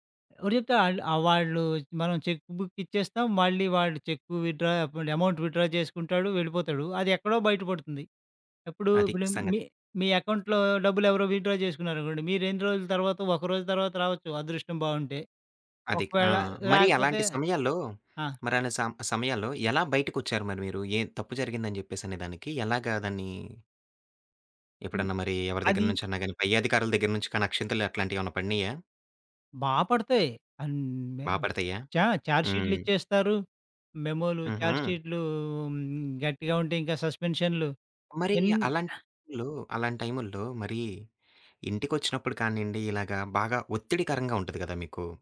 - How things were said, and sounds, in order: in English: "చెక్ బుక్"; in English: "విత్‌డ్రా"; in English: "అమౌంట్ విత్‌డ్రా"; tapping; in English: "అకౌంట్‌లో"; in English: "విత్‌డ్రా"; lip smack
- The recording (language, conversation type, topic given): Telugu, podcast, ఒక కష్టమైన రోజు తర్వాత నువ్వు రిలాక్స్ అవడానికి ఏం చేస్తావు?